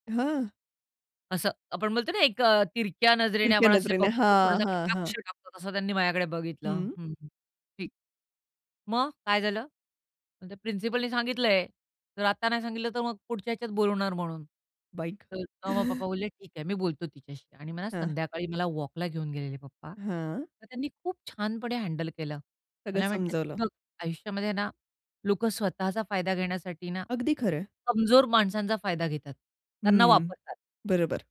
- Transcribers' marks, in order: chuckle
- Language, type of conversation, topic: Marathi, podcast, आई-वडिलांशी न बोलता निर्णय घेतल्यावर काय घडलं?